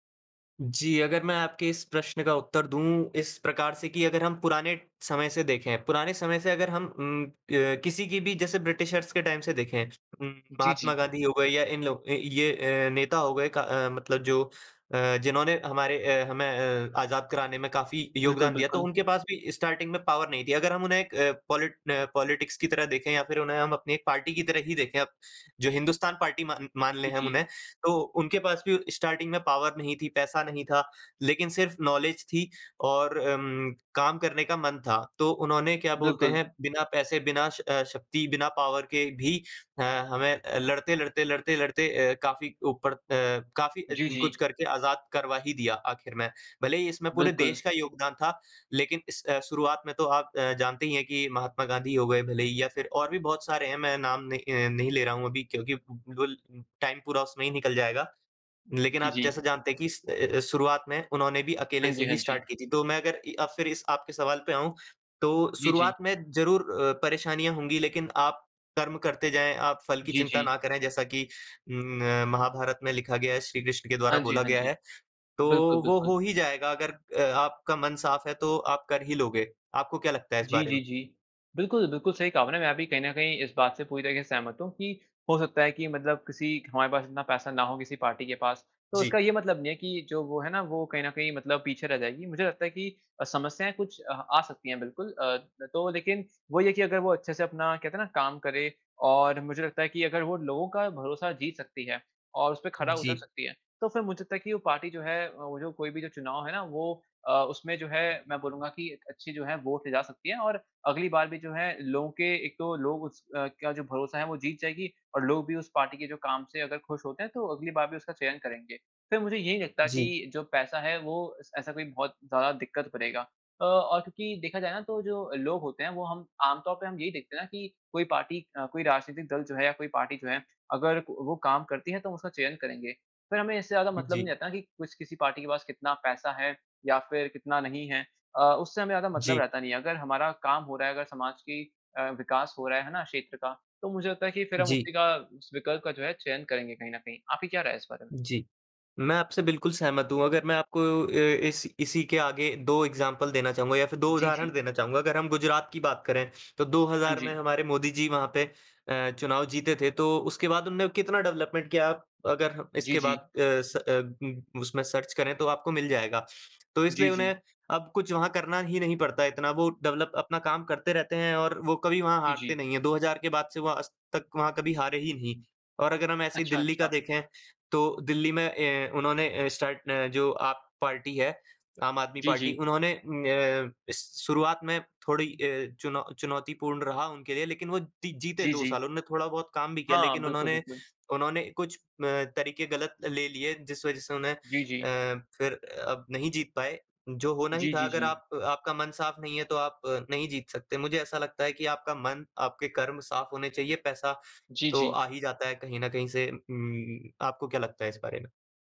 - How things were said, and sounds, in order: in English: "ब्रिटिशर्स"; in English: "टाइम"; in English: "स्टार्टिंग"; in English: "पॉवर"; in English: "पॉलिटिक्स"; in English: "स्टार्टिंग"; in English: "पॉवर"; in English: "नॉलेज"; in English: "पॉवर"; unintelligible speech; in English: "टाइम"; other noise; in English: "स्टार्ट"; in English: "एग्ज़ाम्पल"; in English: "डेवलपमेंट"; unintelligible speech; in English: "सर्च"; in English: "डेवलप"; in English: "स्टार्ट"
- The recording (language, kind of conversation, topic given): Hindi, unstructured, क्या चुनाव में पैसा ज़्यादा प्रभाव डालता है?